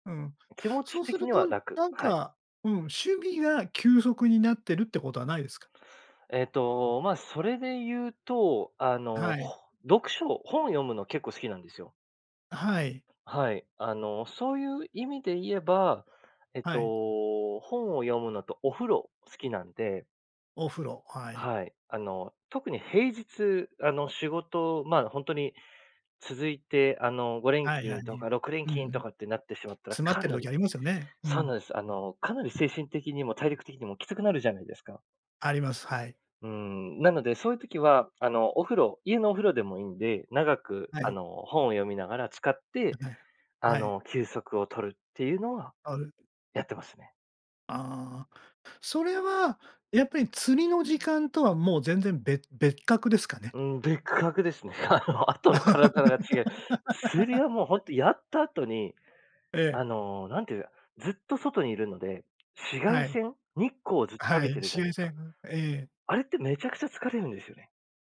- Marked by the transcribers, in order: other background noise; laughing while speaking: "あの、後の体が違う"; laugh
- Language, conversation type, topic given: Japanese, podcast, 趣味と休息、バランスの取り方は？